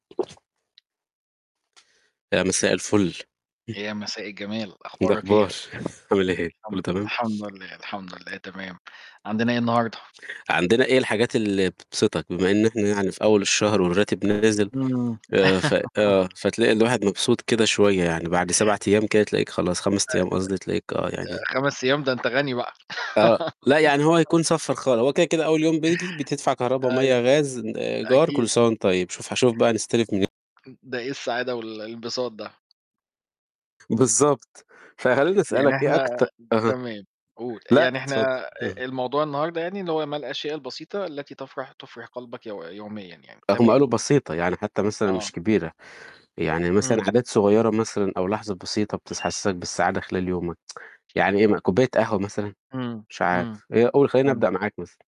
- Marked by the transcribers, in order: other background noise; tapping; unintelligible speech; chuckle; laughing while speaking: "عامل إيه؟"; laugh; unintelligible speech; laugh; tsk
- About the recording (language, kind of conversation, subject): Arabic, unstructured, إيه الحاجات البسيطة اللي بتفرّح قلبك كل يوم؟